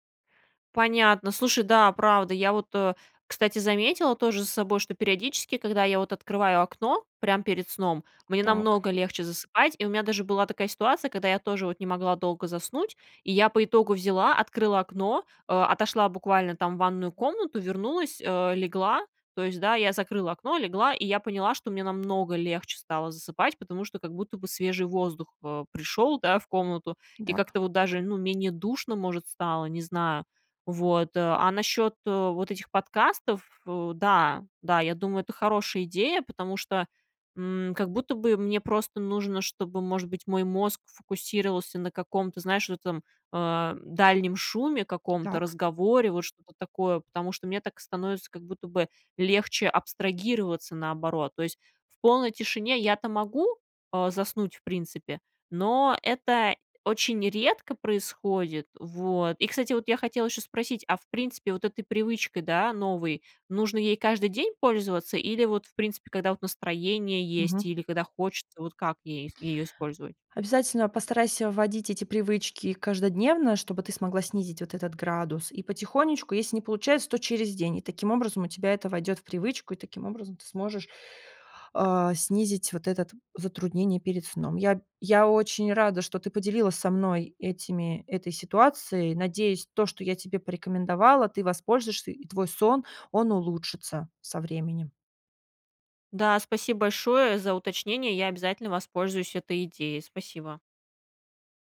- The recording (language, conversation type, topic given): Russian, advice, Почему мне трудно заснуть после долгого времени перед экраном?
- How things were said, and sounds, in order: tapping; other background noise